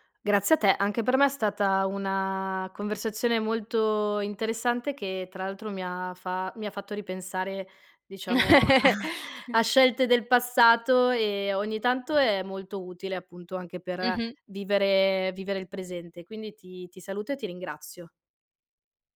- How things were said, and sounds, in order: chuckle; other background noise
- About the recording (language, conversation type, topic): Italian, podcast, Come scegli tra una passione e un lavoro stabile?
- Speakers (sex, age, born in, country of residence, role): female, 25-29, Italy, Italy, host; female, 30-34, Italy, Italy, guest